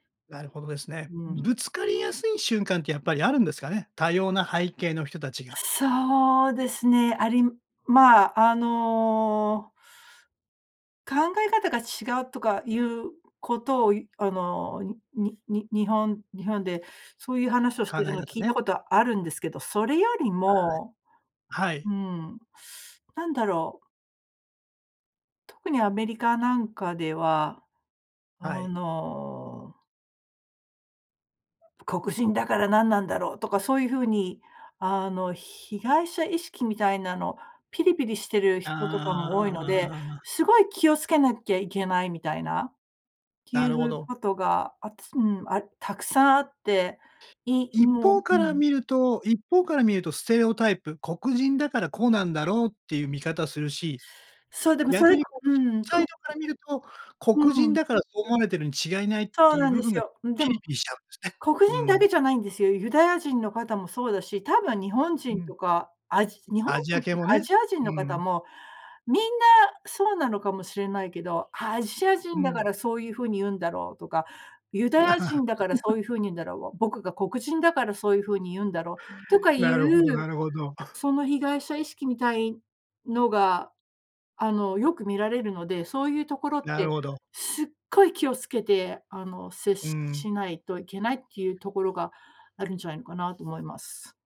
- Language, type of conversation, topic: Japanese, podcast, 多様な人が一緒に暮らすには何が大切ですか？
- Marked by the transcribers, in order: other background noise; laugh; chuckle